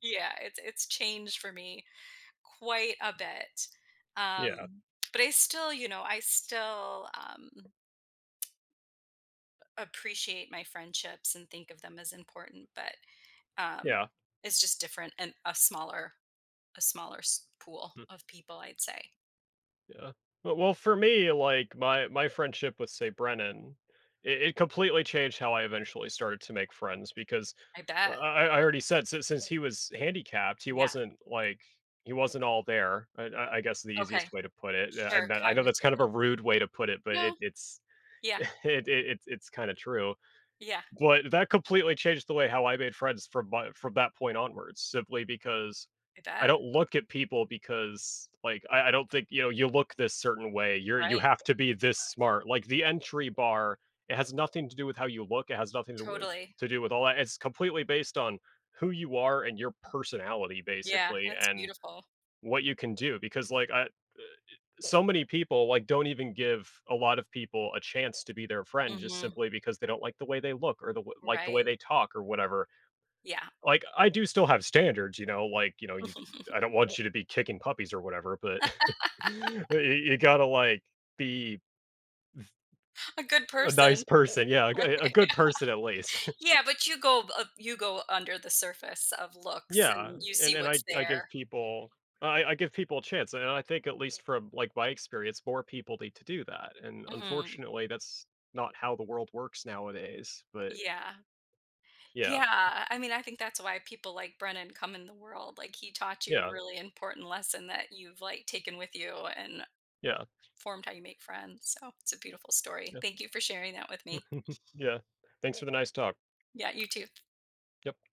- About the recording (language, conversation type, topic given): English, unstructured, What lost friendship do you sometimes think about?
- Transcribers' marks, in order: tapping; other background noise; chuckle; chuckle; laugh; chuckle; laugh; chuckle; chuckle; chuckle